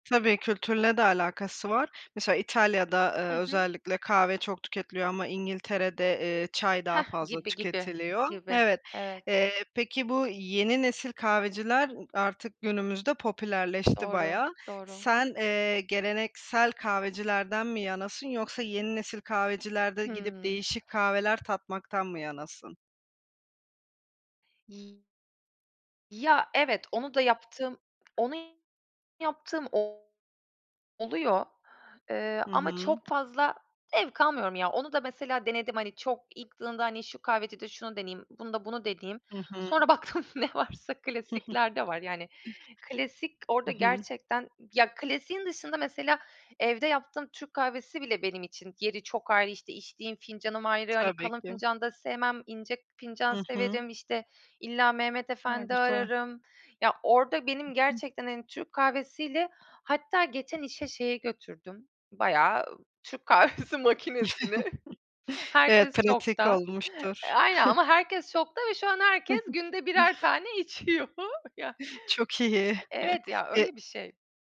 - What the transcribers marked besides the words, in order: other background noise; unintelligible speech; laughing while speaking: "baktım ne varsa klasikler"; chuckle; laughing while speaking: "Türk kahvesi makinesini"; chuckle; chuckle; laughing while speaking: "içiyor ya"; tapping; chuckle
- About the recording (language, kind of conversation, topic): Turkish, podcast, Kahve ya da çay ritüelini nasıl yaşıyorsun?